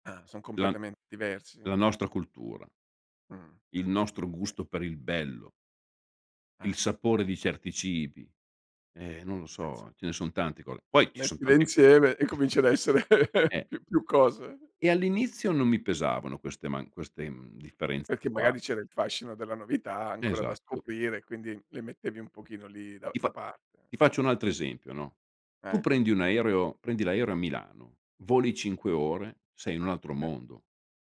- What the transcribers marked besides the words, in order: "Della" said as "dela"; unintelligible speech; unintelligible speech; "so" said as "soa"; laughing while speaking: "cominci ad essere"; other background noise; chuckle; unintelligible speech
- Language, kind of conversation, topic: Italian, podcast, Quale persona che hai incontrato ti ha spinto a provare qualcosa di nuovo?